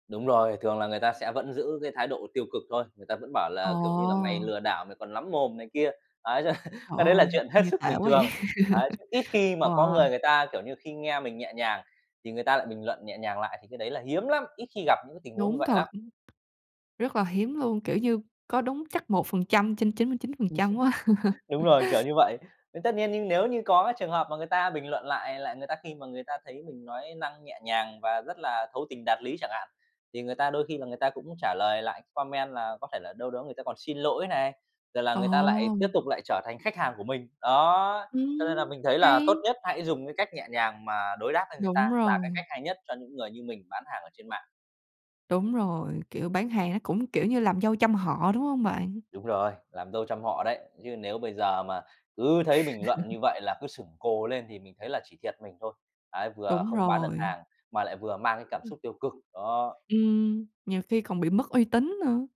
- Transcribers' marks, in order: chuckle; tapping; laughing while speaking: "vậy"; chuckle; chuckle; laugh; in English: "comment"; other background noise; chuckle
- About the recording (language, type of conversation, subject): Vietnamese, podcast, Hãy kể một lần bạn đã xử lý bình luận tiêu cực trên mạng như thế nào?